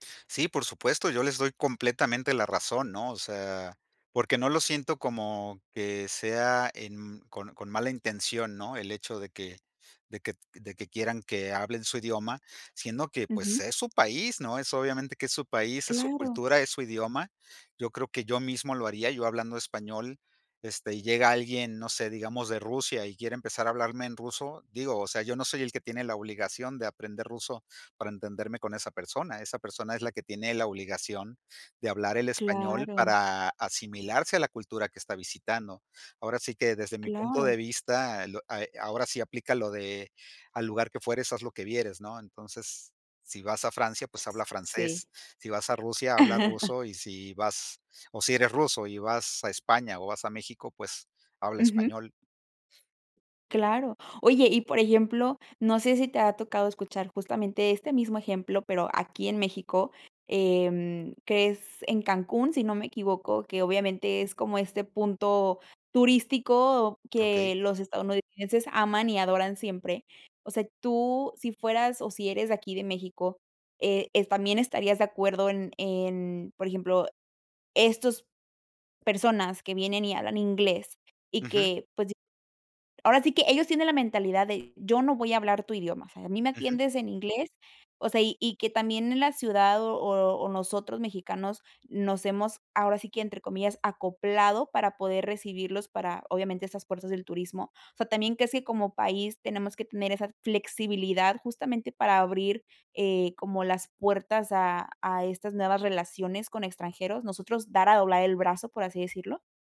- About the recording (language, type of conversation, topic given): Spanish, podcast, ¿Qué barreras impiden que hagamos nuevas amistades?
- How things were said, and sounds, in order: chuckle; other background noise